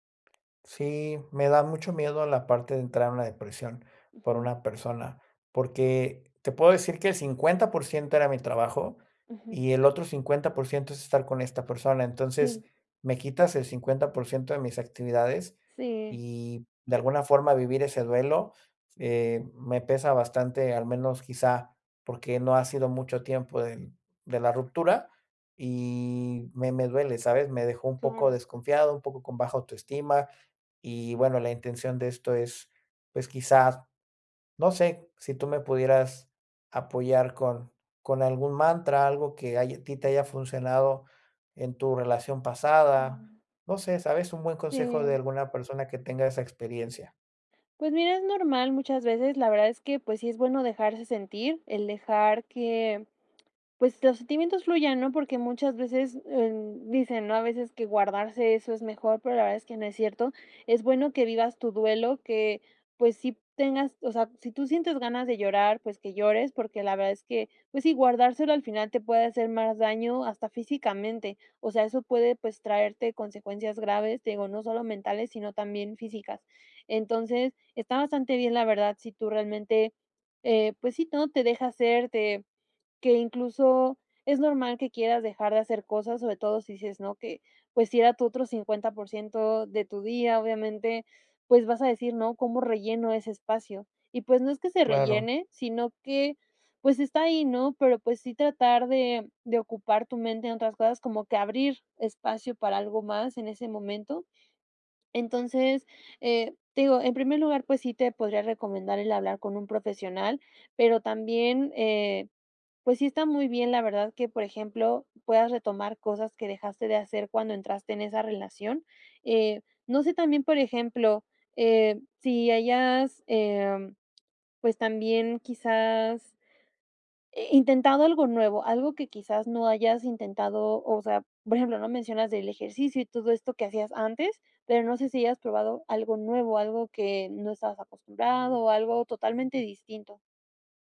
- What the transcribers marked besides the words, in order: none
- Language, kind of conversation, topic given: Spanish, advice, ¿Cómo puedo aceptar la nueva realidad después de que terminó mi relación?